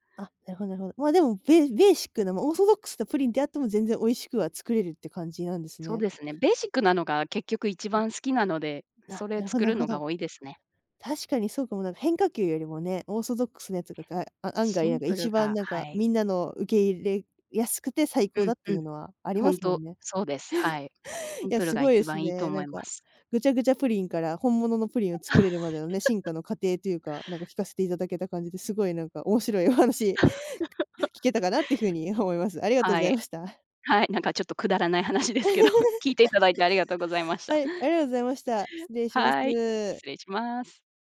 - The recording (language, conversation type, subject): Japanese, podcast, 初めて作った料理の思い出を聞かせていただけますか？
- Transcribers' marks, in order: unintelligible speech; chuckle; tapping; laugh; chuckle; laugh; laughing while speaking: "くだらない話ですけど"; laugh